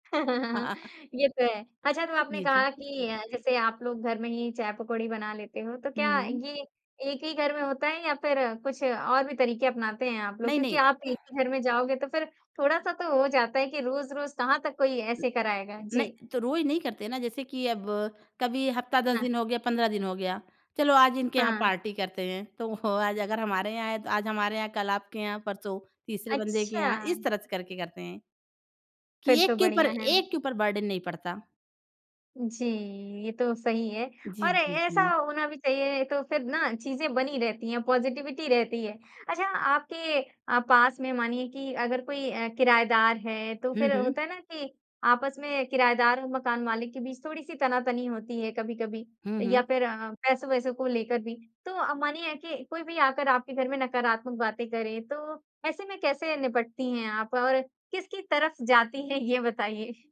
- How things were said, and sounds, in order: laugh; other background noise; tapping; in English: "बर्डन"; in English: "पॉज़िटिविटी"
- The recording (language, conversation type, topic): Hindi, podcast, आपके मोहल्ले की सबसे खास बात क्या है?